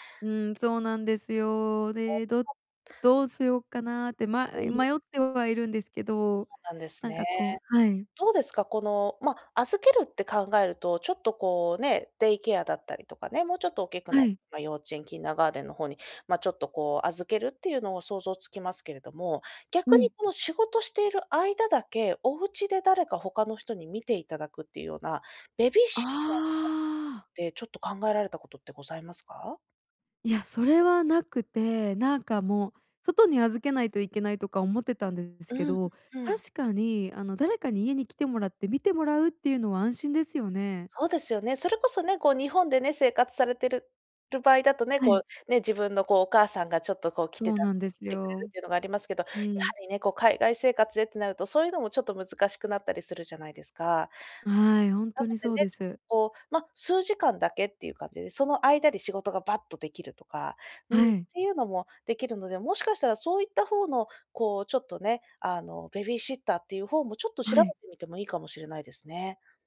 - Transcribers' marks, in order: other noise; unintelligible speech; in English: "キンナガーデン"; "キンダーガーテン" said as "キンナガーデン"
- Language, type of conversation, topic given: Japanese, advice, 人生の優先順位を見直して、キャリアや生活でどこを変えるべきか悩んでいるのですが、どうすればよいですか？